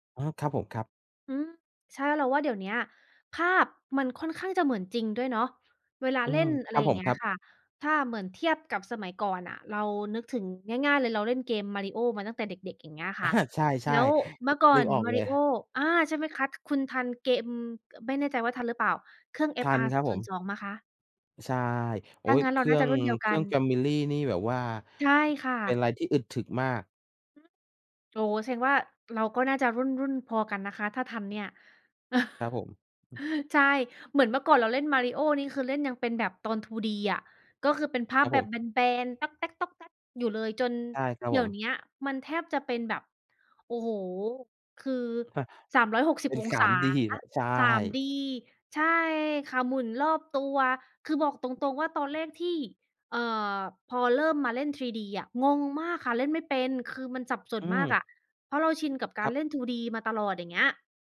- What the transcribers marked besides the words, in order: chuckle; other noise; chuckle; chuckle
- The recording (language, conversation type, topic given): Thai, unstructured, คุณชอบใช้เทคโนโลยีเพื่อความบันเทิงแบบไหนมากที่สุด?